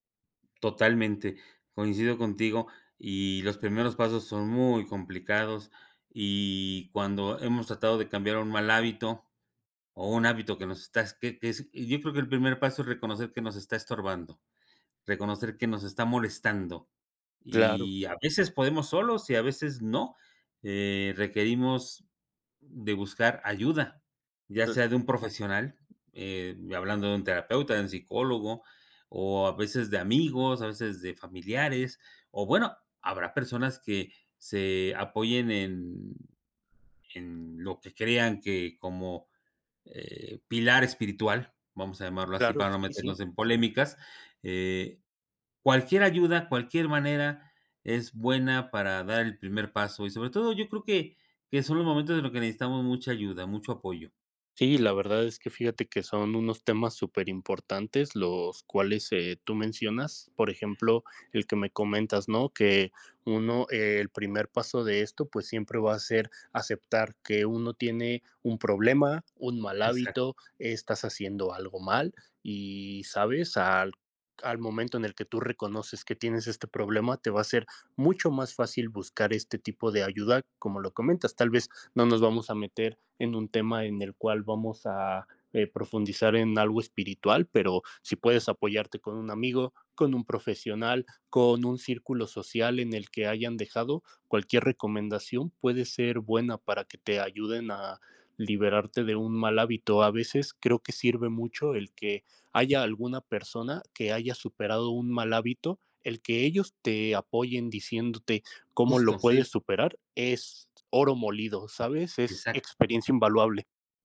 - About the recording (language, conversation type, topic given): Spanish, unstructured, ¿Alguna vez cambiaste un hábito y te sorprendieron los resultados?
- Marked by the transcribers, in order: other background noise; other noise